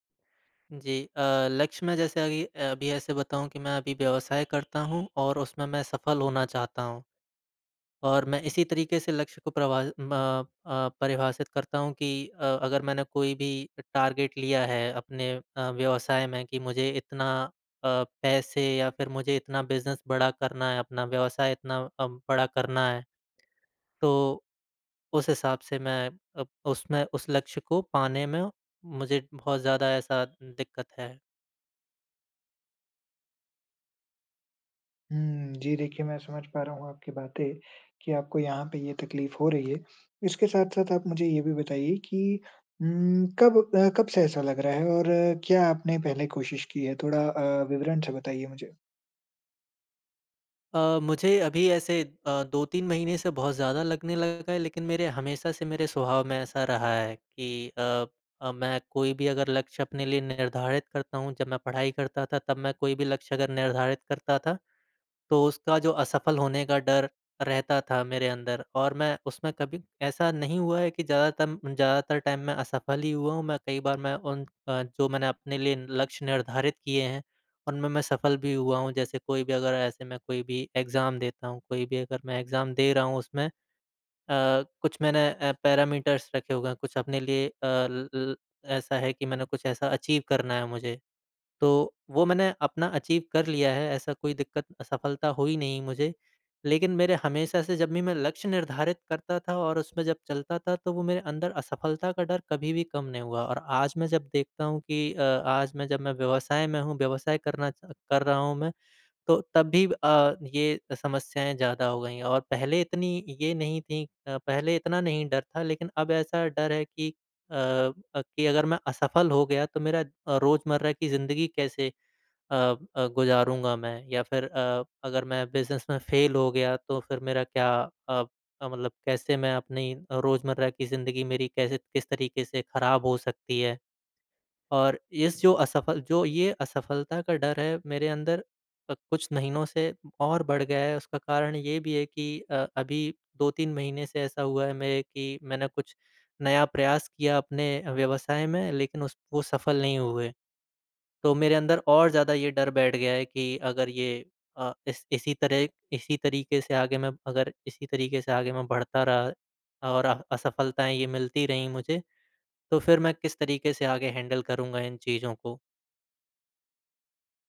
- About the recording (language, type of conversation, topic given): Hindi, advice, जब आपका लक्ष्य बहुत बड़ा लग रहा हो और असफल होने का डर हो, तो आप क्या करें?
- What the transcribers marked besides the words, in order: in English: "टारगेट"; in English: "बिज़नेस"; in English: "टाइम"; in English: "एग्ज़ाम"; in English: "एग्ज़ाम"; in English: "पैरामीटर्स"; in English: "अचीव"; in English: "अचीव"; in English: "बिज़नेस"; in English: "हैंडल"